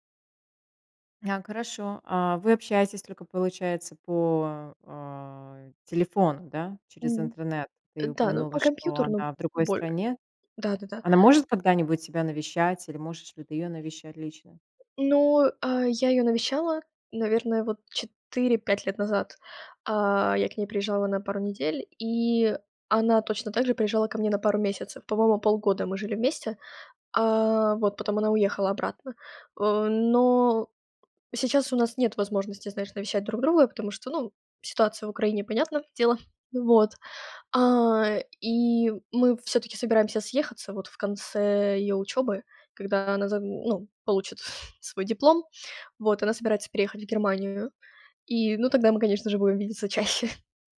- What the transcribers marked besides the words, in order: other background noise; chuckle; chuckle
- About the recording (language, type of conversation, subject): Russian, podcast, Что в обычном дне приносит тебе маленькую радость?